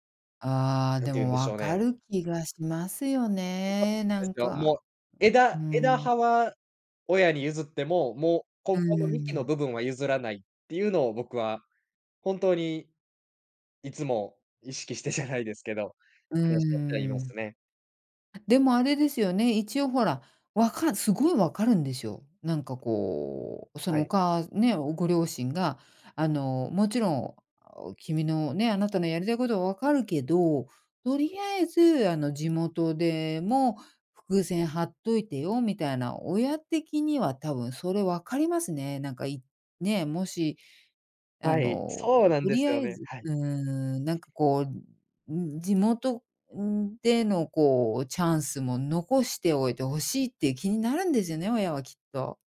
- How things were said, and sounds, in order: laughing while speaking: "意識してじゃないですけど"; other background noise
- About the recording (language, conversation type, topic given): Japanese, podcast, 挑戦に伴うリスクについて、家族とはどのように話し合えばよいですか？